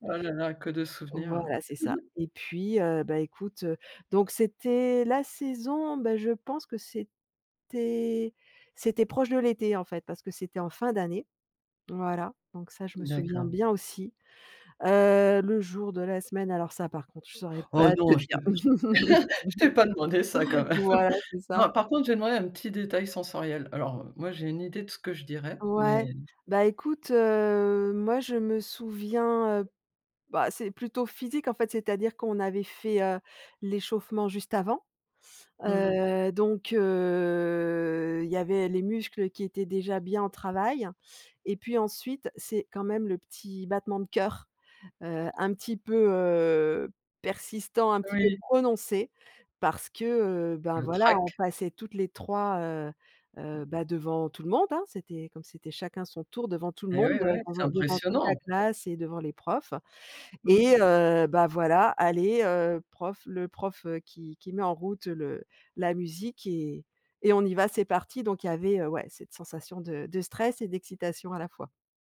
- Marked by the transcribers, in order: chuckle; laugh; chuckle; drawn out: "heu"; stressed: "prononcé"; stressed: "trac"; other background noise
- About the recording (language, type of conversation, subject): French, podcast, Te souviens-tu d’une chanson qui te ramène directement à ton enfance ?
- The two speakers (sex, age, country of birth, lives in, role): female, 55-59, France, France, guest; female, 55-59, France, France, host